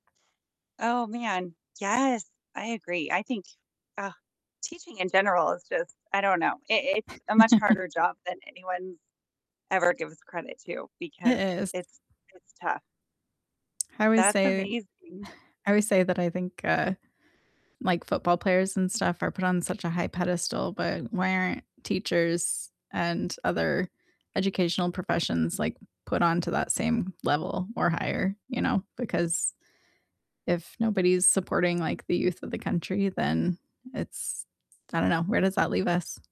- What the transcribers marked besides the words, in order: distorted speech; chuckle; sigh; static; other background noise
- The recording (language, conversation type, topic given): English, unstructured, What’s a project that made you really happy?